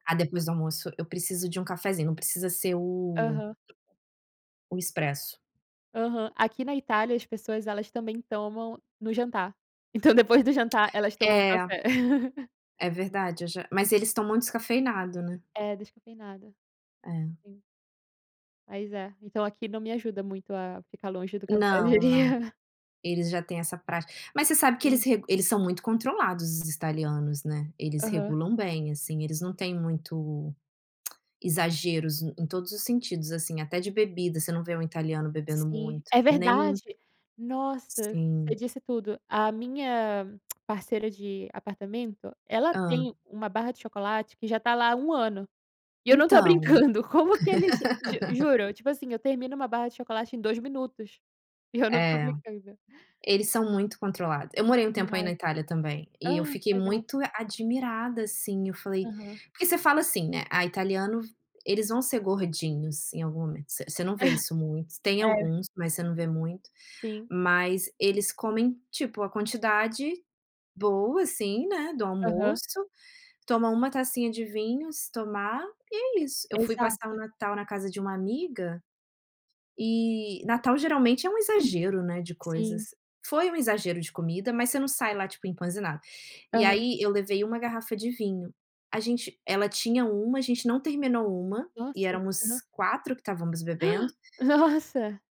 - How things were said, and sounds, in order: tapping; laughing while speaking: "Então depois do"; laugh; laughing while speaking: "eu diria"; tongue click; tongue click; laughing while speaking: "brincando"; other background noise; laugh; chuckle; gasp; laughing while speaking: "Nossa"
- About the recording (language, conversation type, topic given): Portuguese, unstructured, Qual é o seu truque para manter a energia ao longo do dia?